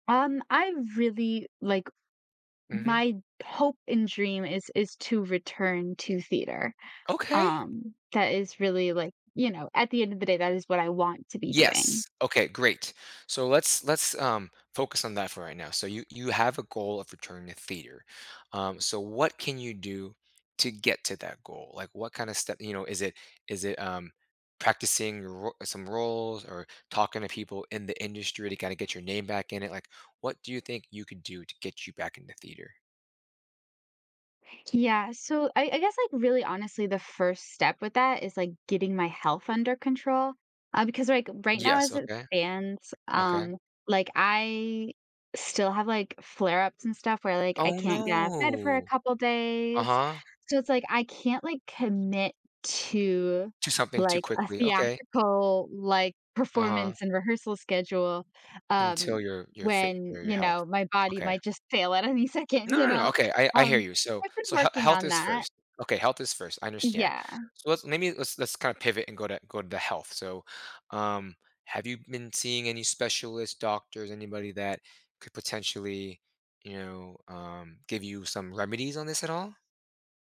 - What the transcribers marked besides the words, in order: tapping; other background noise; laughing while speaking: "at any second"
- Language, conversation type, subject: English, advice, How can I make progress when I feel stuck?